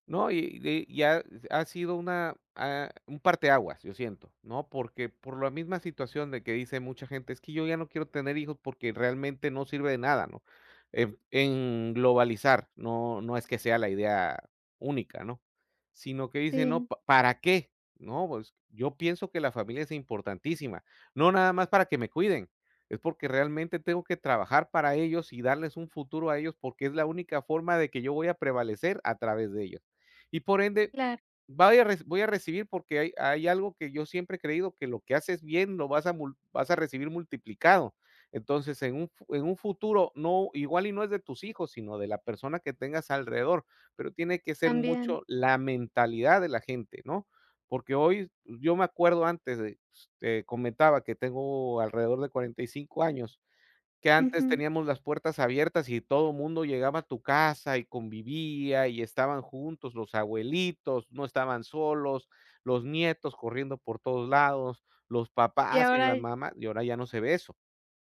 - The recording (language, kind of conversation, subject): Spanish, unstructured, ¿Crees que es justo que algunas personas mueran solas?
- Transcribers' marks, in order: none